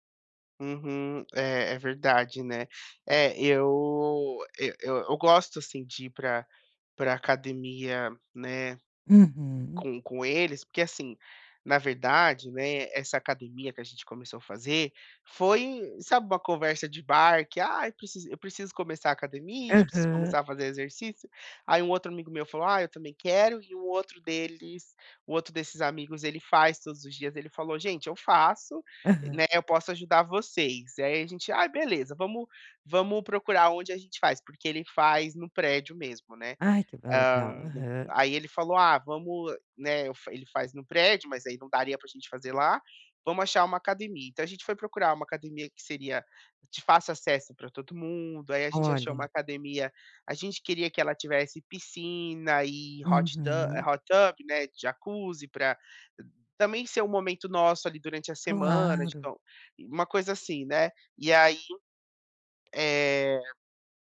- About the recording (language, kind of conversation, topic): Portuguese, advice, Como posso reequilibrar melhor meu trabalho e meu descanso?
- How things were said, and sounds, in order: in English: "hot tu hot tub"; tapping